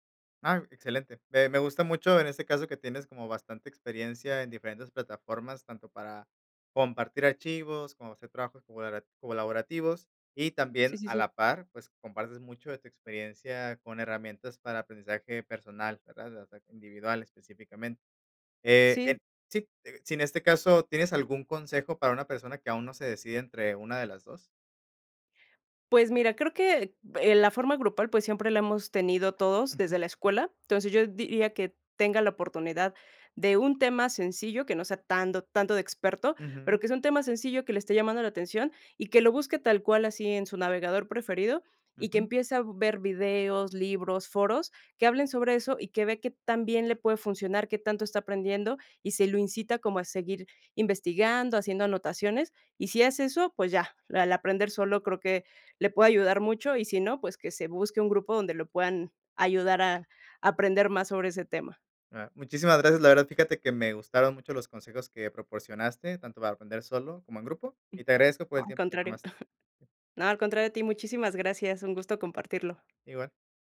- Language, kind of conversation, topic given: Spanish, podcast, ¿Qué opinas de aprender en grupo en comparación con aprender por tu cuenta?
- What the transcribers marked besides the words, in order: unintelligible speech; "tanto-" said as "tando"; tapping; chuckle; other background noise